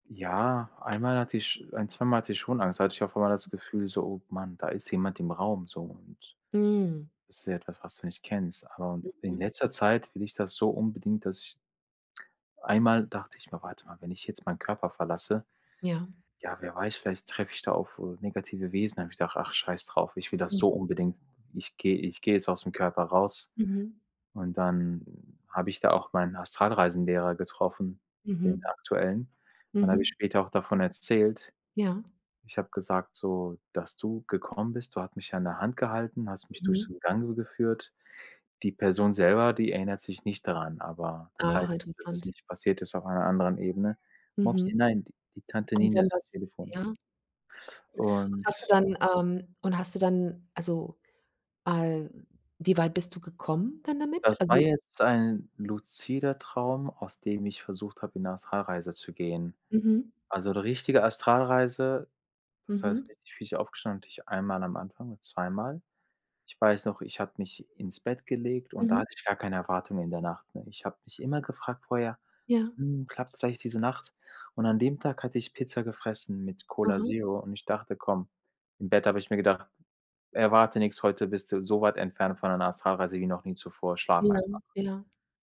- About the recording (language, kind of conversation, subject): German, unstructured, Welche Träume hast du für deine Zukunft?
- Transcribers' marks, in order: tapping; other background noise; unintelligible speech; unintelligible speech